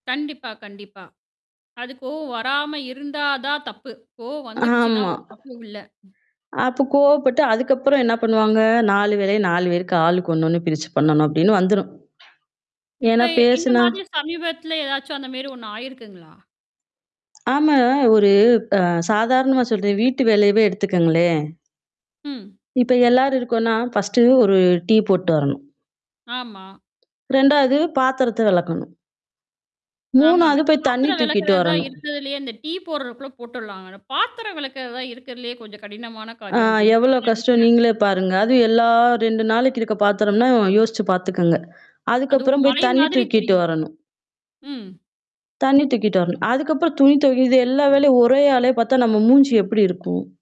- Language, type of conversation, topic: Tamil, podcast, குழுவில் பணிகளைப் பொறுப்புடன் பகிர்ந்து ஒப்படைப்பதை நீங்கள் எப்படி நடத்துகிறீர்கள்?
- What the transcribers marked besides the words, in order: tapping; drawn out: "ஆமா"; distorted speech; other background noise; static; in English: "ஃபர்ஸ்ட்டு"; background speech; "போட்றதுக்கூட" said as "போட்றதுக்குள்ள"; drawn out: "எல்லா"